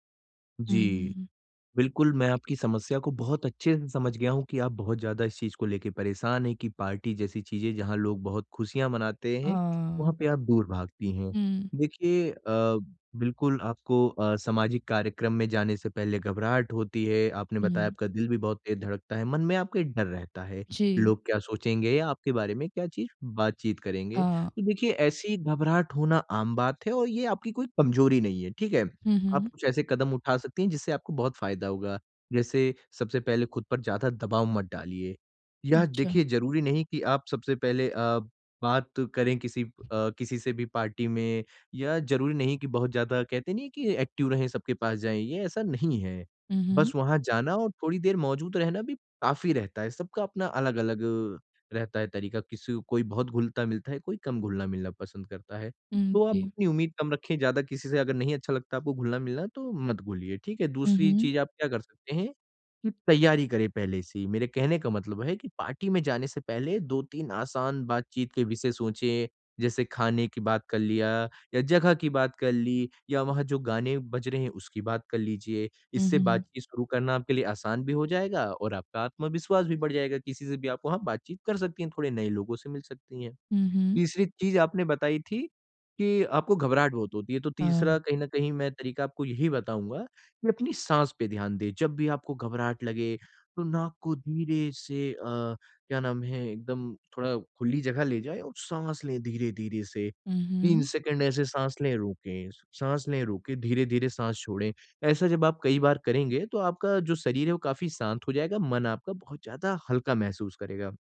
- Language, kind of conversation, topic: Hindi, advice, मैं पार्टी में शामिल होने की घबराहट कैसे कम करूँ?
- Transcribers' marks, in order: in English: "पार्टी"; other background noise; in English: "एक्टिव"; in English: "पार्टी"